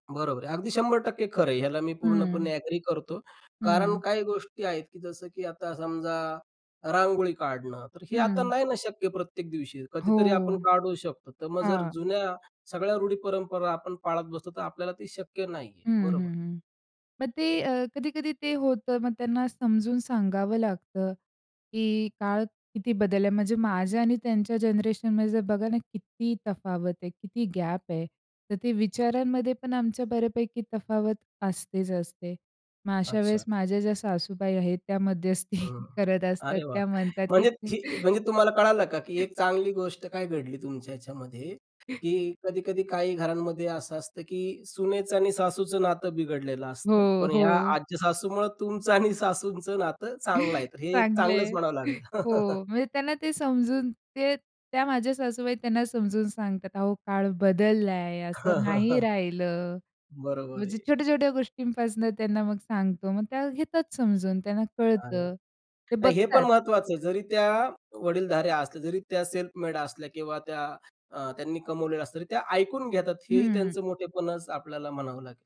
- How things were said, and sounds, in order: in English: "एग्री"; other noise; tapping; laughing while speaking: "मध्यस्थी"; chuckle; laughing while speaking: "तुमचं आणि सासूंचं"; sigh; chuckle; chuckle; in English: "सेल्फ मेड"
- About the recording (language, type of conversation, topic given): Marathi, podcast, वृद्धांना सन्मान देण्याची तुमची घरगुती पद्धत काय आहे?